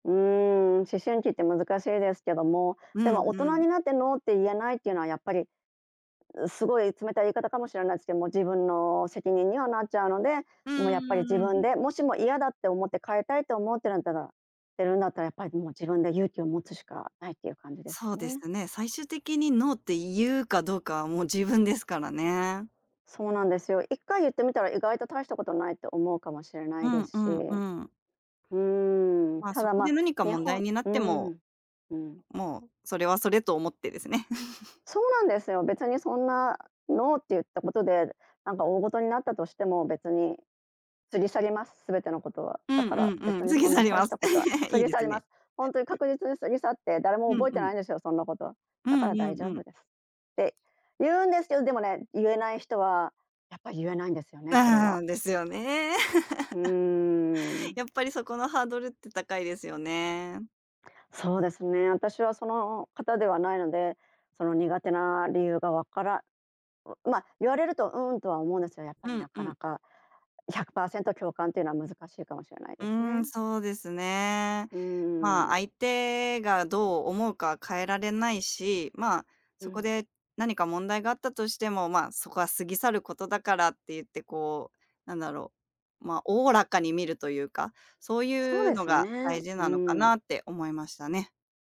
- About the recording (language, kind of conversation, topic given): Japanese, podcast, 「ノー」と言うのが苦手なのはなぜだと思いますか？
- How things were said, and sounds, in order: chuckle; chuckle; other background noise; laugh